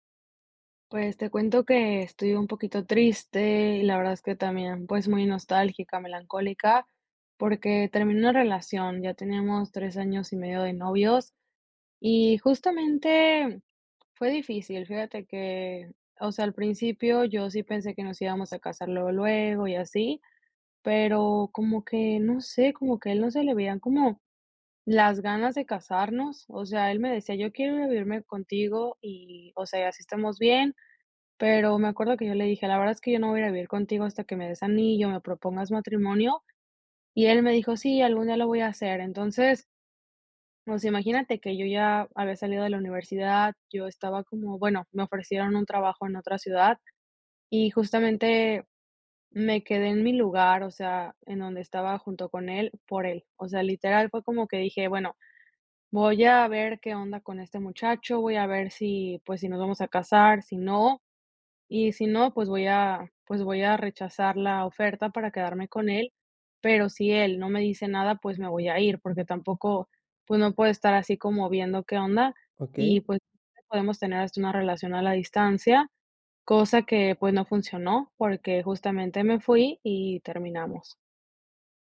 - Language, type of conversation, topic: Spanish, advice, ¿Cómo puedo afrontar la ruptura de una relación larga?
- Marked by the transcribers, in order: tapping